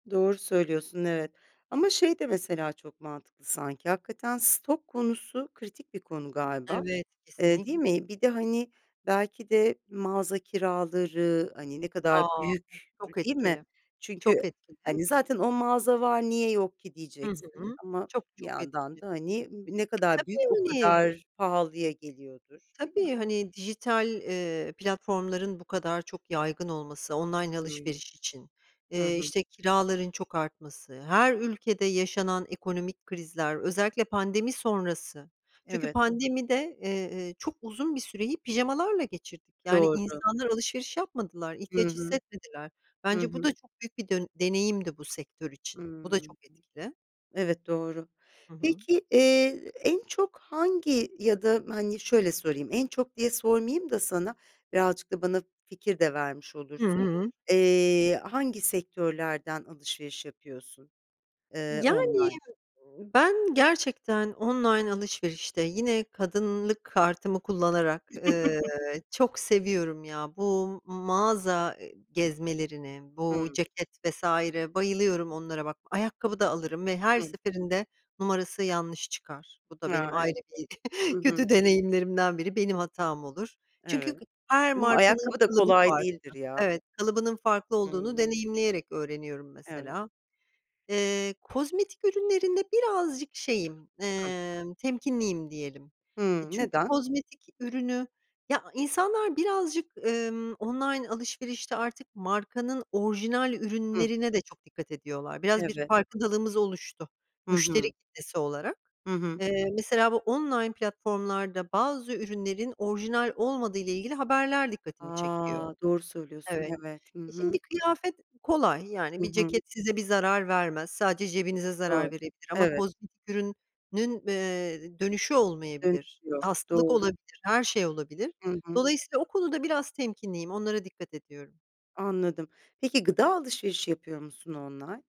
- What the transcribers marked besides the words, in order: other background noise; chuckle; chuckle; unintelligible speech
- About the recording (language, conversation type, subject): Turkish, podcast, Online alışveriş yaparken nelere dikkat ediyorsun?